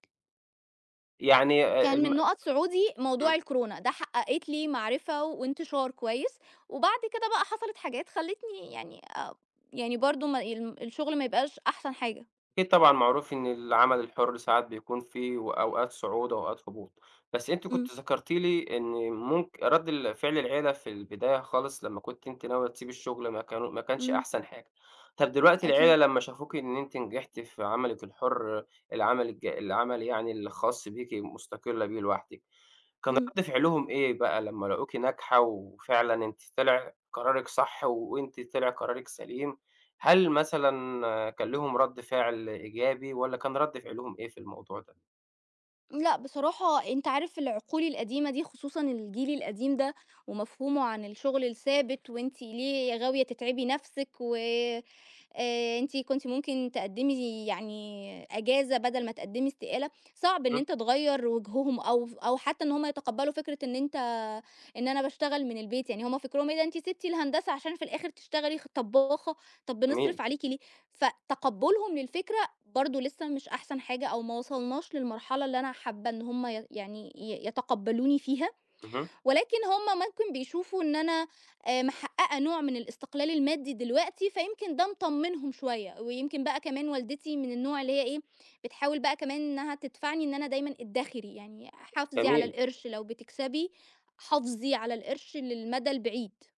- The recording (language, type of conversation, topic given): Arabic, podcast, إزاي بتختار بين شغل بتحبه وبيكسبك، وبين شغل مضمون وآمن؟
- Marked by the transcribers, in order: other noise; tapping